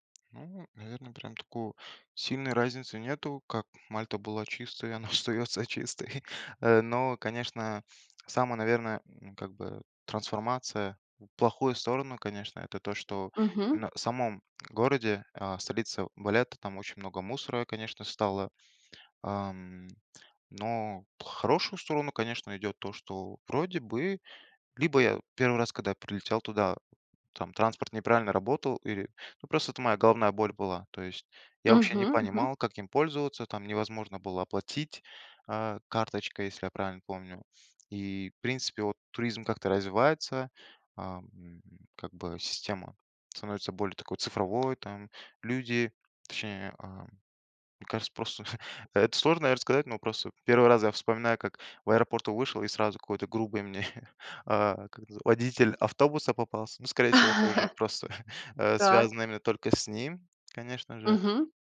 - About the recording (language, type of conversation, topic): Russian, podcast, Почему для вас важно ваше любимое место на природе?
- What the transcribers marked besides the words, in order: laughing while speaking: "и она остается чистой"; tapping; chuckle; chuckle; laugh; chuckle